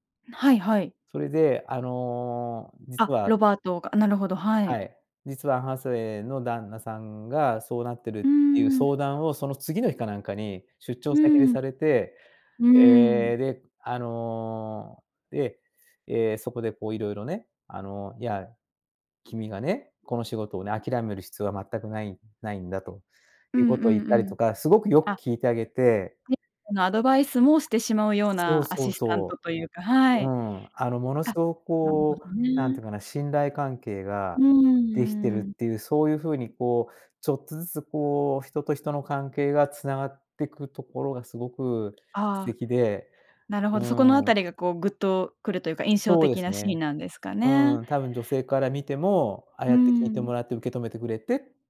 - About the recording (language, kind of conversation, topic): Japanese, podcast, どの映画のシーンが一番好きですか？
- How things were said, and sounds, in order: none